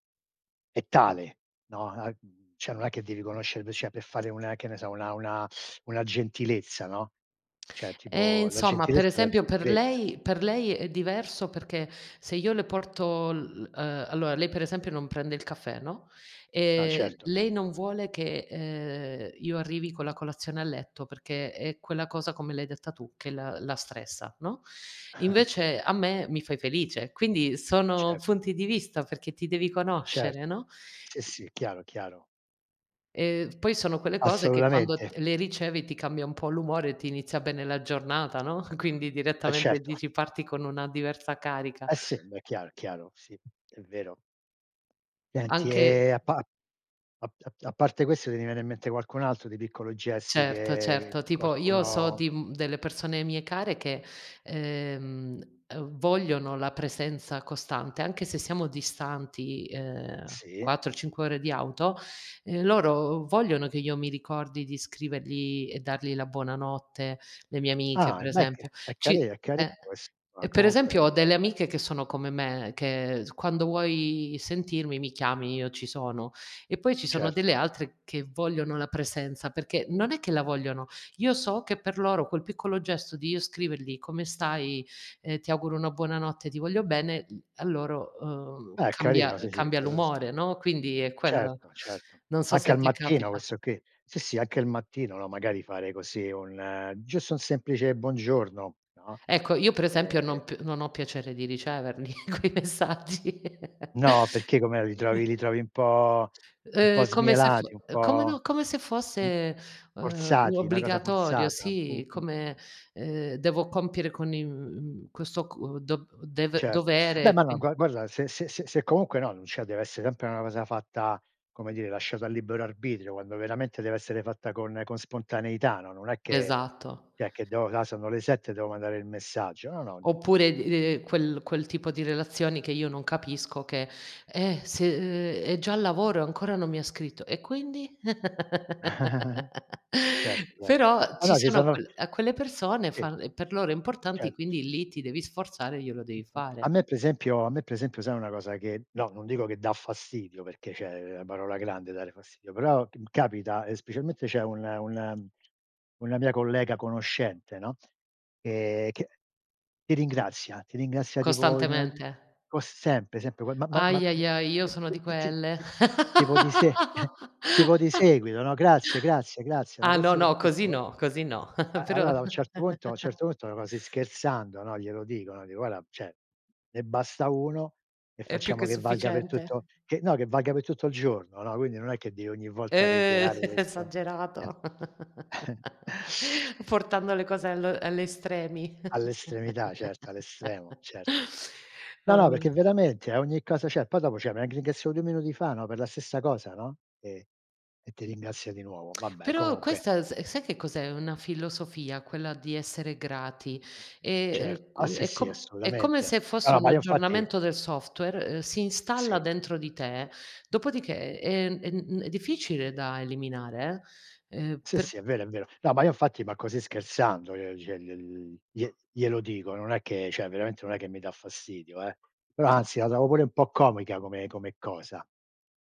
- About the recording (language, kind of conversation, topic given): Italian, unstructured, Qual è un piccolo gesto che ti rende felice?
- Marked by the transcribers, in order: "cioè" said as "ceh"; unintelligible speech; other background noise; teeth sucking; "Cioè" said as "ceh"; chuckle; drawn out: "ehm"; unintelligible speech; laughing while speaking: "quei messaggi"; laugh; tapping; "cioè" said as "ceh"; "cioè" said as "ceh"; chuckle; laugh; "per esempio" said as "p'esempio"; "per esempio" said as "presempio"; "cioè" said as "ceh"; unintelligible speech; chuckle; laugh; chuckle; laugh; "Guarda" said as "guara"; "cioè" said as "ceh"; chuckle; laugh; chuckle; laugh; "Cavolo" said as "avolo"; "cioè" said as "ceh"; "cioè" said as "ceh"; "cioè" said as "ceh"; "cioè" said as "ceh"